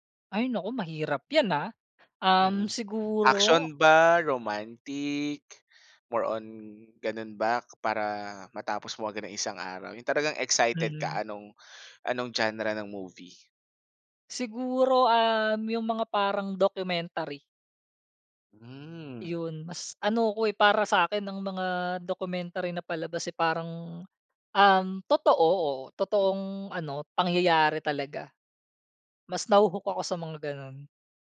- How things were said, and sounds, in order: in English: "naho-hook"
- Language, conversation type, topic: Filipino, podcast, Paano nagbago ang panonood mo ng telebisyon dahil sa mga serbisyong panonood sa internet?